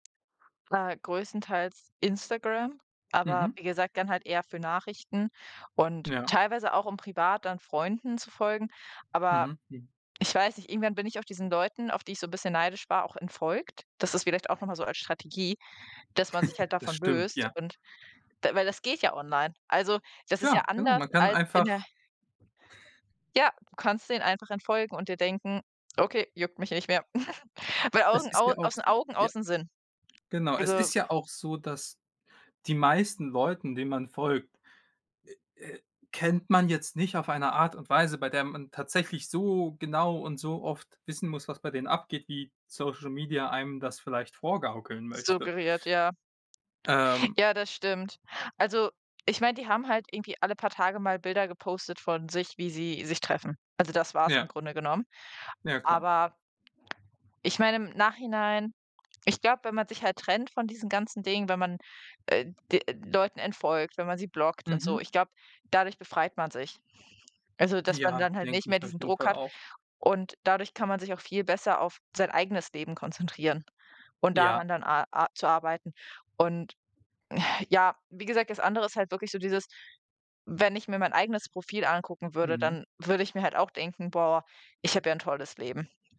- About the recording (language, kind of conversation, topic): German, unstructured, Wie beeinflussen soziale Medien deine Stimmung?
- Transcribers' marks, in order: chuckle; tapping; chuckle; other background noise; sigh